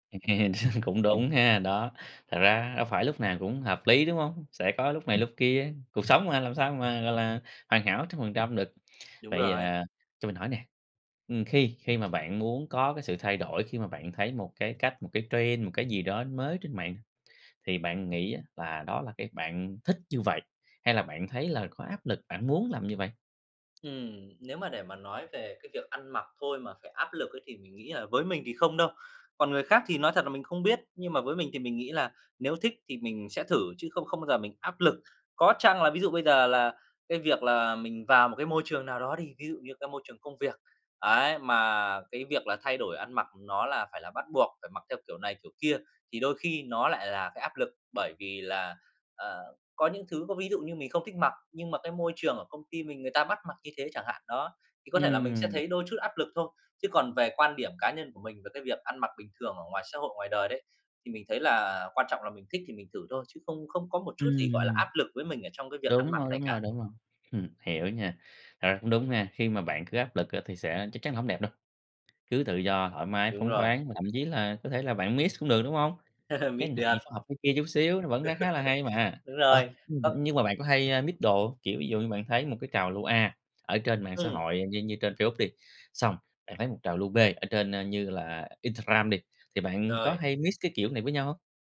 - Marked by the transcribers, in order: laugh; other background noise; tapping; in English: "trend"; laugh; in English: "mix"; laugh; in English: "Mix"; laugh; in English: "mix"; in English: "mix"
- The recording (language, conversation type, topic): Vietnamese, podcast, Mạng xã hội thay đổi cách bạn ăn mặc như thế nào?